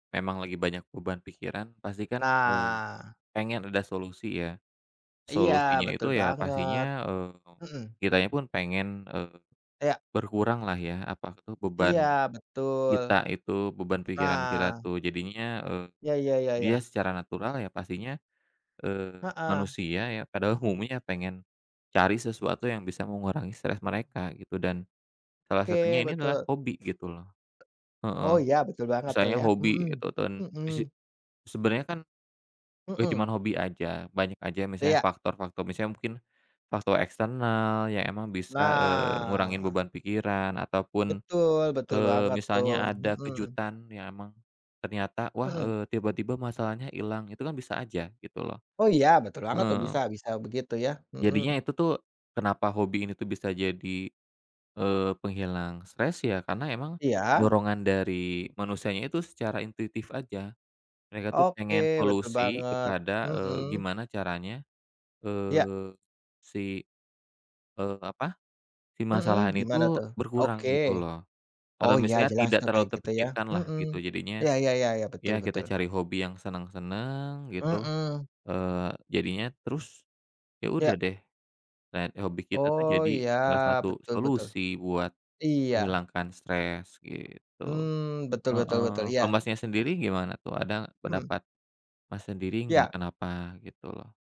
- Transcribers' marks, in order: other background noise
- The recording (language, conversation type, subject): Indonesian, unstructured, Bagaimana hobimu membantumu melepas stres sehari-hari?